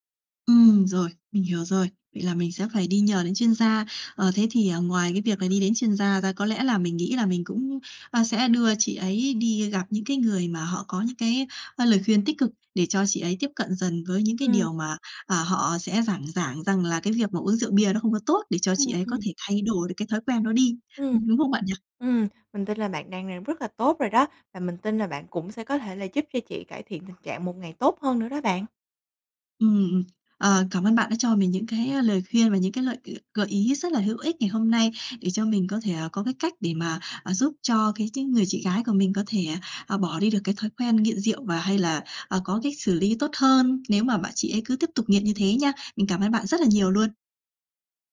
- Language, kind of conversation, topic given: Vietnamese, advice, Bạn đang cảm thấy căng thẳng như thế nào khi có người thân nghiện rượu hoặc chất kích thích?
- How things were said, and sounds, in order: tapping